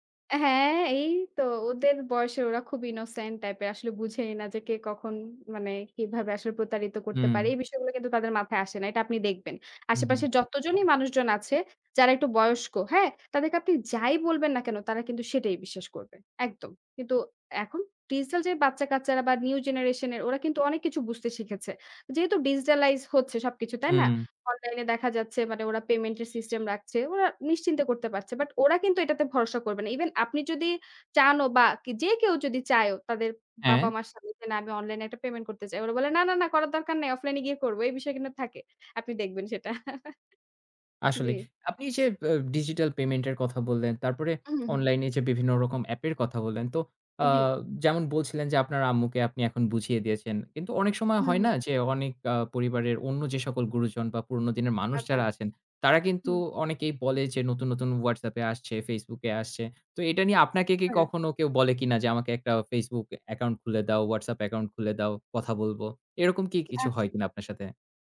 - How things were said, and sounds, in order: in English: "innocent type"; in English: "digital"; in English: "new generation"; in English: "digitalize"; in English: "payment"; in English: "system"; in English: "But"; in English: "Even"; in English: "payment"; put-on voice: "না, না, না, করার দরকার নাই। offline এ গিয়ে করব"; in English: "offline"; laughing while speaking: "আপনি দেখবেন সেটা"; in English: "digital payment"
- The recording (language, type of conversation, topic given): Bengali, podcast, অনলাইনে ব্যক্তিগত তথ্য শেয়ার করার তোমার সীমা কোথায়?